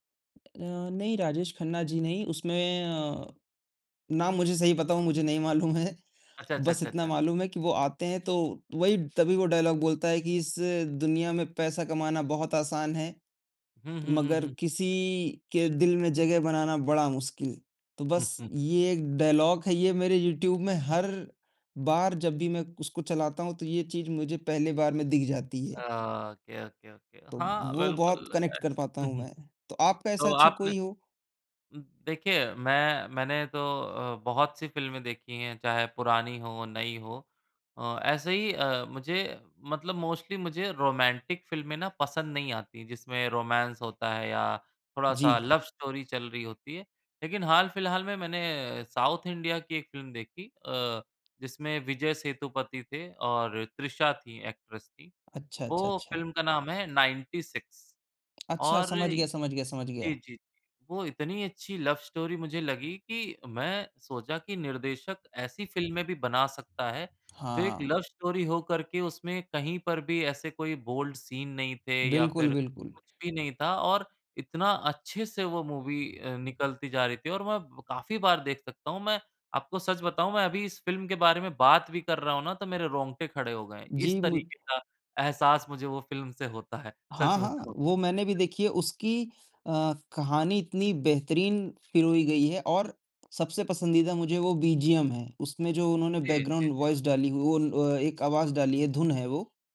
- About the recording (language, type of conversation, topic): Hindi, unstructured, आपको सबसे पसंदीदा फिल्म कौन-सी लगी और क्यों?
- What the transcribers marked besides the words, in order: tapping; laughing while speaking: "मालूम है"; in English: "डायलॉग"; in English: "डायलॉग"; chuckle; in English: "कनेक्ट"; in English: "मोस्टली"; in English: "रोमैन्टिक"; in English: "रोमैंस"; in English: "लव स्टोरी"; in English: "साउथ इंडिया"; in English: "एक्ट्रेस"; in English: "लव स्टोरी"; in English: "लव स्टोरी"; in English: "बोल्ड सीन"; in English: "मूवी"; laughing while speaking: "बताऊँ"; other background noise; in English: "बैकग्राउन्ड वॉइस"